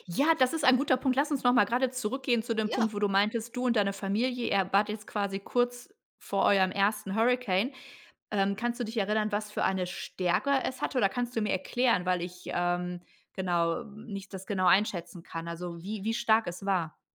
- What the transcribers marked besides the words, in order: other noise
- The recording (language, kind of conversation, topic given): German, podcast, Wie bemerkst du den Klimawandel im Alltag?